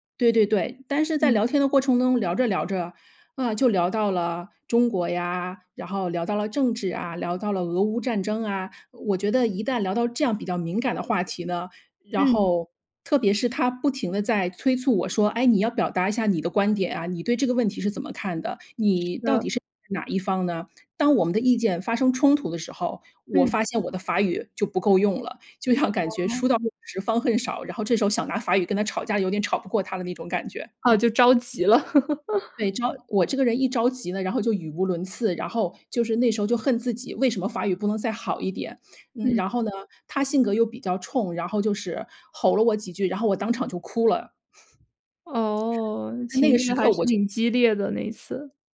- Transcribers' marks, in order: other background noise; laughing while speaking: "像"; joyful: "就着急了"; laugh; chuckle; other noise
- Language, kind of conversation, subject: Chinese, podcast, 你如何在适应新文化的同时保持自我？